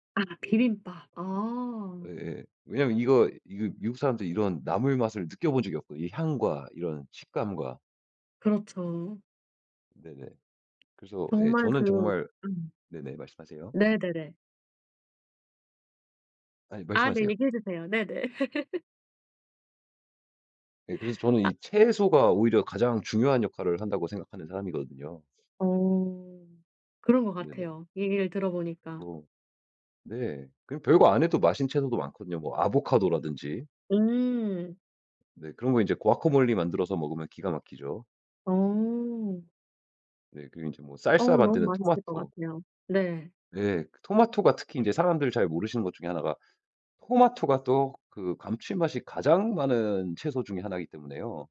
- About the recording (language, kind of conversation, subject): Korean, podcast, 채소를 더 많이 먹게 만드는 꿀팁이 있나요?
- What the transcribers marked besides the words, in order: other background noise; laugh; tapping; put-on voice: "과카몰리"